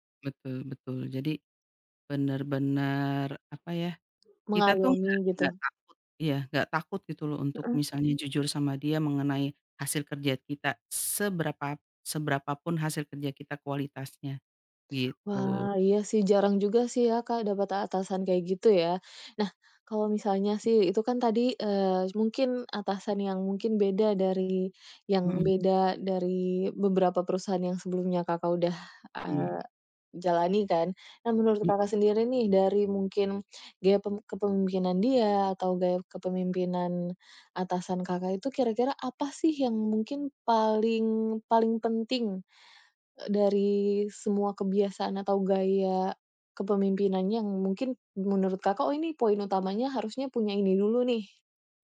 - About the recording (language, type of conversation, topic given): Indonesian, podcast, Cerita tentang bos atau manajer mana yang paling berkesan bagi Anda?
- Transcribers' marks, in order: other background noise